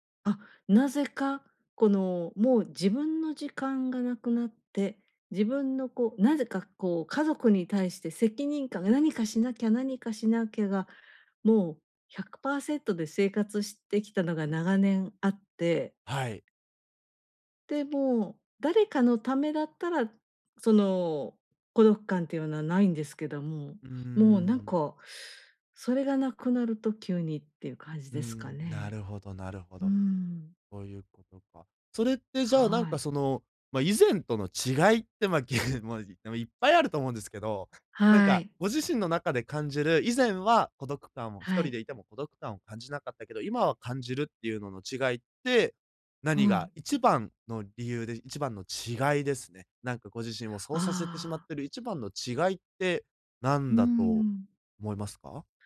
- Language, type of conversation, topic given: Japanese, advice, 別れた後の孤独感をどうやって乗り越えればいいですか？
- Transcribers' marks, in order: laugh; unintelligible speech; other background noise